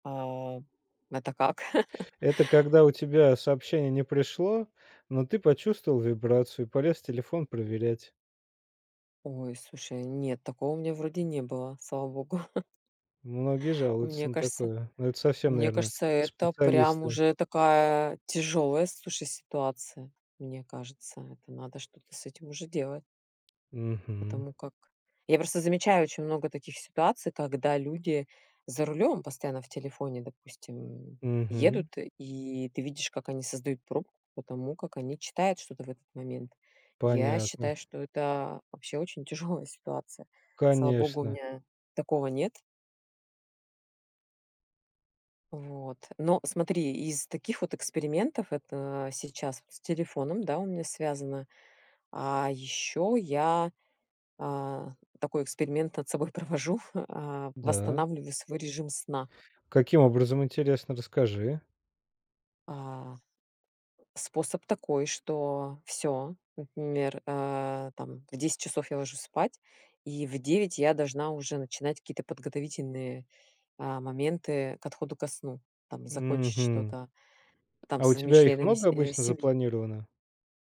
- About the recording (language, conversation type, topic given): Russian, podcast, Какие маленькие эксперименты помогают тебе двигаться вперёд?
- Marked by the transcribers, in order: laugh; chuckle; tapping; other background noise; laughing while speaking: "над собой провожу"